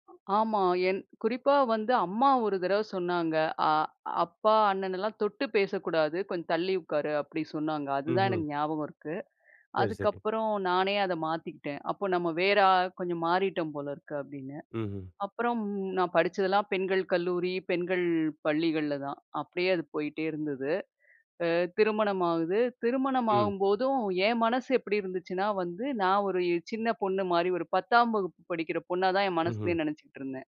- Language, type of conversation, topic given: Tamil, podcast, வயது கூடிக்கொண்டே போகும்போது உங்கள் வாழ்க்கைமுறை எப்படி மாறும் என்று நீங்கள் நினைக்கிறீர்கள்?
- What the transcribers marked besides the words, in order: other background noise